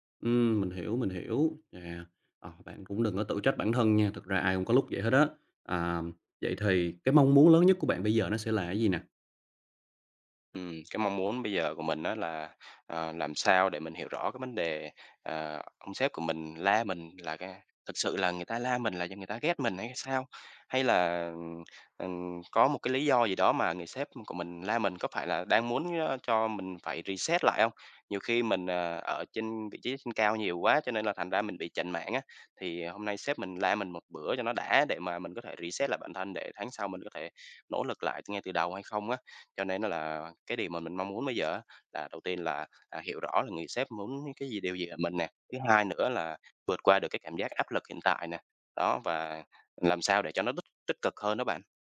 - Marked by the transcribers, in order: tapping; in English: "reset"; in English: "reset"
- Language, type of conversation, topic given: Vietnamese, advice, Mình nên làm gì khi bị sếp chỉ trích công việc trước mặt đồng nghiệp khiến mình xấu hổ và bối rối?